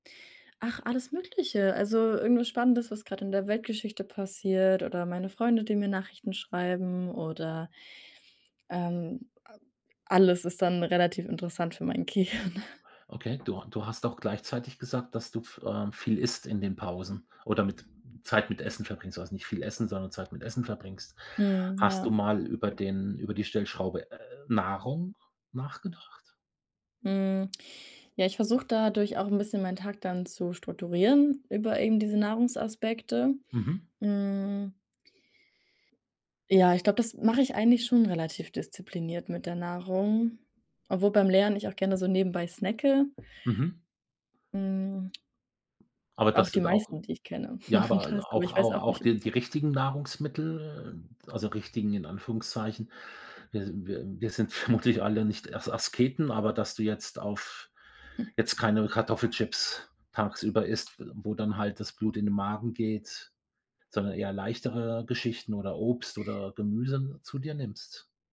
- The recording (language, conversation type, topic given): German, advice, Wie schaffe ich es, nach Pausen wieder konzentriert weiterzuarbeiten?
- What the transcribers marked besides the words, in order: laughing while speaking: "Gehirn"; tapping; other background noise; laughing while speaking: "machen das"; unintelligible speech; laughing while speaking: "vermutlich"